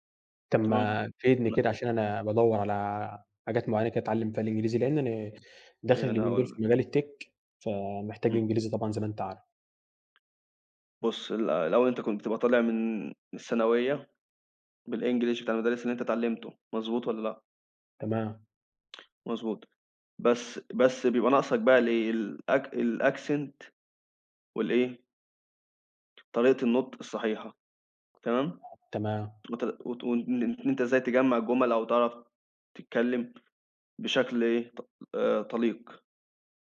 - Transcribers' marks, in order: in English: "الtech"; tapping; other background noise; in English: "الaccent"
- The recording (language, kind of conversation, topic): Arabic, unstructured, إيه هي العادة الصغيرة اللي غيّرت حياتك؟